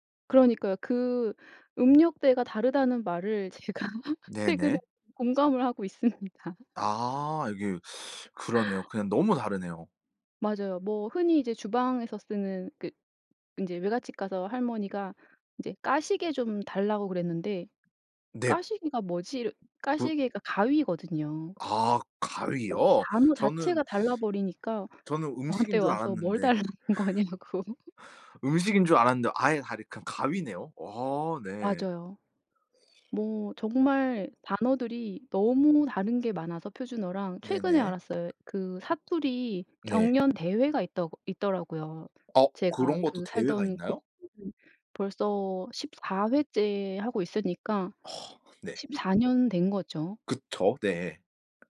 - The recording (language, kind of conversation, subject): Korean, podcast, 어렸을 때 집에서 쓰던 말투나 사투리가 있으신가요?
- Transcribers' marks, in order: laughing while speaking: "제가 최근에 공감을 하고 있습니다"; other background noise; tapping; laughing while speaking: "저한테 와서 뭘 달라는 거냐고"; laugh